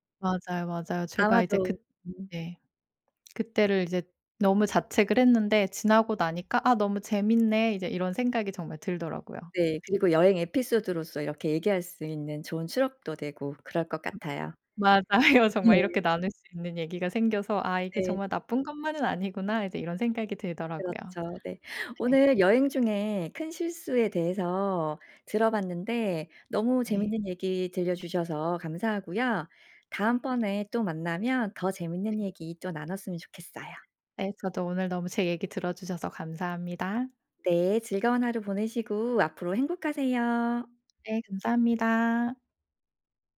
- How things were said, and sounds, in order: other background noise; "추억도" said as "추럭도"; laughing while speaking: "맞아요"
- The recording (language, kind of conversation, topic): Korean, podcast, 여행 중 가장 큰 실수는 뭐였어?